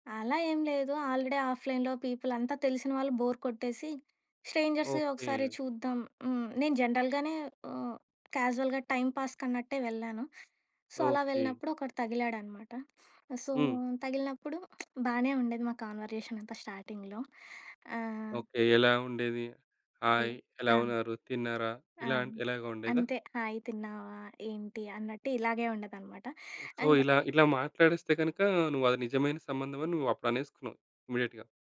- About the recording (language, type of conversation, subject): Telugu, podcast, ఆన్‌లైన్ పరిచయాన్ని నిజ జీవిత సంబంధంగా మార్చుకోవడానికి మీరు ఏ చర్యలు తీసుకుంటారు?
- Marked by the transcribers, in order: in English: "ఆల్రెడీ ఆ‌ఫ్‌లైన్‌లో పీపుల్"; in English: "బోర్"; in English: "స్ట్రేంజర్‌స్"; in English: "క్యాజువల్‌గా టైమ్‌పాస్"; in English: "సో"; in English: "సో"; lip smack; in English: "కన్వర్జేషన్"; in English: "స్టార్టింగ్‌లో"; in English: "హాయి"; in English: "హాయి"; in English: "సో"; in English: "ఇమ్మీడియేట్‌గా"